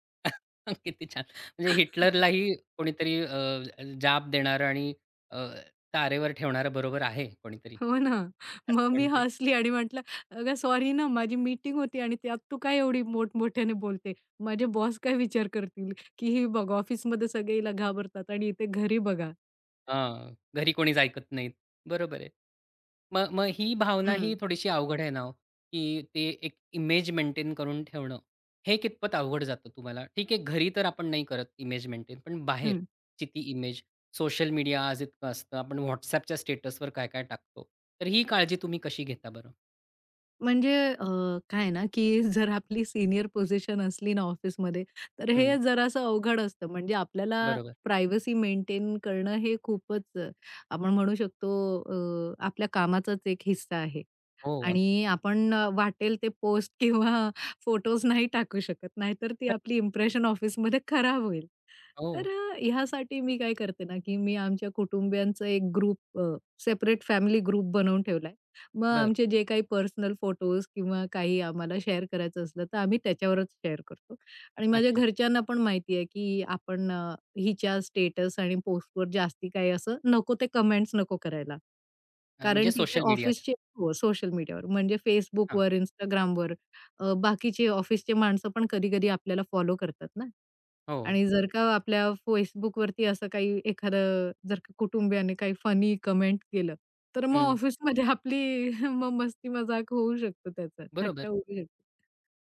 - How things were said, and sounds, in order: chuckle; laughing while speaking: "किती छान"; chuckle; other background noise; laughing while speaking: "हो ना, मग मी हसली आणि म्हटलं"; chuckle; in English: "प्रायव्हसी"; laughing while speaking: "किंवा"; unintelligible speech; in English: "ग्रुप"; in English: "ग्रुप"; in English: "शेअर"; in English: "शेअर"; in English: "कमेंट्स"; in English: "कमेंट"; laughing while speaking: "ऑफिसमध्ये आपली मग मस्ती-मजाक होऊ शकते"
- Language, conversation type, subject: Marathi, podcast, घरी आणि बाहेर वेगळी ओळख असल्यास ती तुम्ही कशी सांभाळता?